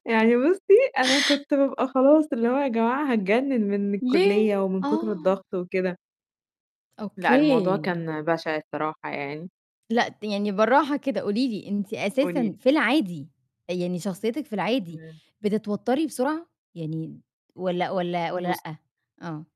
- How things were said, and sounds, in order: laughing while speaking: "يعني بُصّي، أنا كنت بابقى خلاص، اللي هو يا جماعة هاتجنن"; tapping
- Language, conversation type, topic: Arabic, podcast, إيه اللي بتعمله أول ما تحس بنوبة قلق فجأة؟